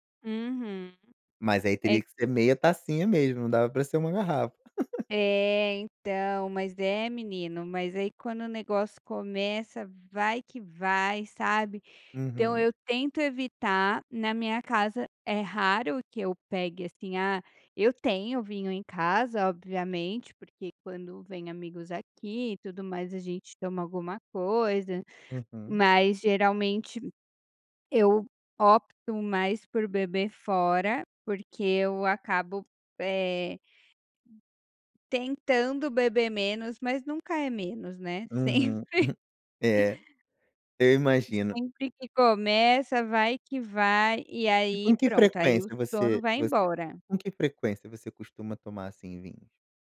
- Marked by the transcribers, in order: laugh; other background noise; laughing while speaking: "sempre"; chuckle
- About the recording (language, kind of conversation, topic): Portuguese, advice, Como a medicação ou substâncias como café e álcool estão prejudicando o seu sono?